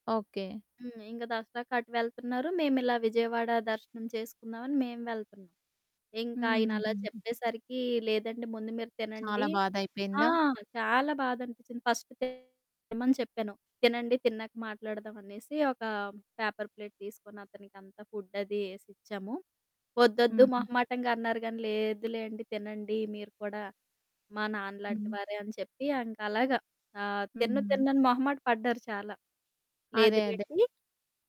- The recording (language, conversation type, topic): Telugu, podcast, రైలు ప్రయాణంలో ఎవరైనా తమ జీవిత కథను మీతో పంచుకున్నారా?
- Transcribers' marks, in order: static; in English: "ఫస్ట్"; distorted speech; in English: "పేపర్ ప్లేట్"